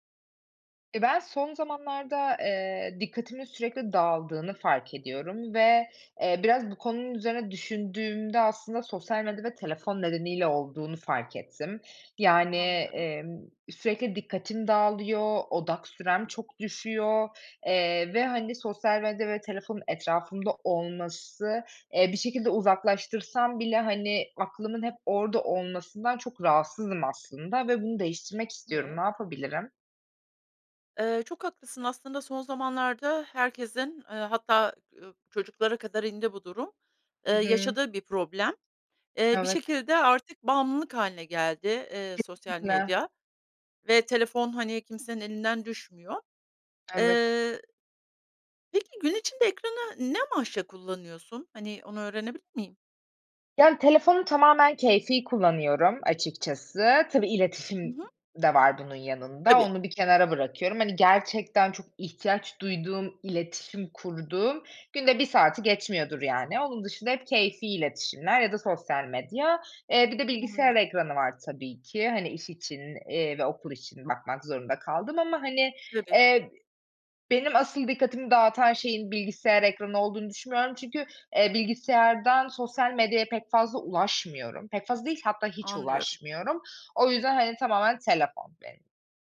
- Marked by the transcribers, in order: other background noise
- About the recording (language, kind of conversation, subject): Turkish, advice, Sosyal medya ve telefon yüzünden dikkatimin sürekli dağılmasını nasıl önleyebilirim?